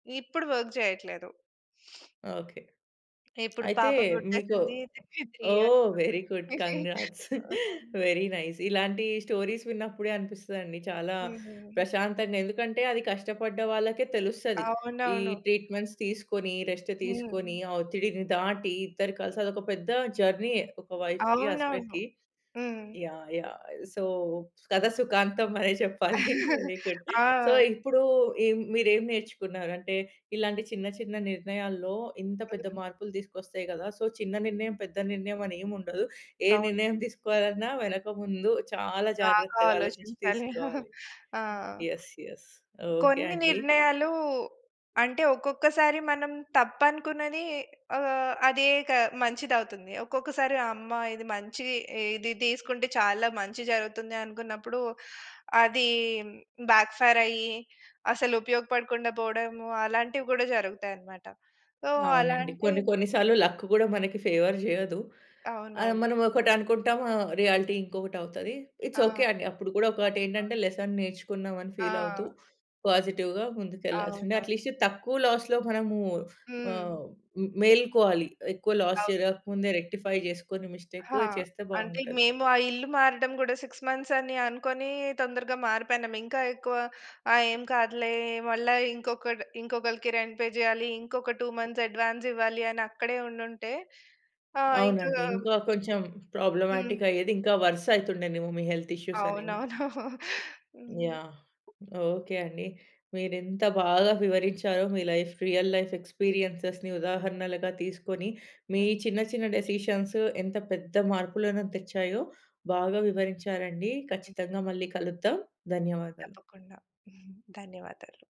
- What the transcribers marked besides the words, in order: in English: "వర్క్"; sniff; in English: "వెరీ గుడ్. కంగ్రాట్స్. వెరీ నైస్"; chuckle; in English: "త్రీ ఇయర్స్"; in English: "స్టోరీస్"; chuckle; in English: "ట్రీట్‌మెంట్స్"; in English: "రెస్ట్"; in English: "జర్నీయే"; in English: "వైఫ్‌కి, హస్బెండ్‌కి"; in English: "సో"; chuckle; in English: "వెరీ గుడ్. సో"; chuckle; in English: "సో"; chuckle; other background noise; in English: "యెస్. యెస్"; in English: "బ్యాక్ ఫైర్"; in English: "సో"; in English: "లక్"; in English: "ఫేవర్"; in English: "రియాలిటీ"; in English: "ఇట్స్ ఓకే"; in English: "లెసన్"; in English: "ఫీల్"; in English: "పాజిటివ్‌గా"; in English: "అట్‌లీస్ట్"; in English: "లాస్‌లో"; in English: "లాస్"; in English: "రెక్టిఫై"; in English: "మిస్టేక్"; in English: "సిక్స్ మంత్స్"; in English: "రెంట్ పే"; in English: "టూ మంత్స్ అడ్వాన్స్"; in English: "ప్రాబ్లమాటిక్"; in English: "హెల్త్ ఇష్యూస్"; chuckle; in English: "లైఫ్ రియల్ లైఫ్ ఎక్స్‌పీరియన్సెస్‌ని"; in English: "డెసిషన్స్"; giggle
- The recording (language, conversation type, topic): Telugu, podcast, మీరు తీసుకున్న చిన్న నిర్ణయం వల్ల మీ జీవితంలో పెద్ద మార్పు వచ్చిందా? ఒక ఉదాహరణ చెబుతారా?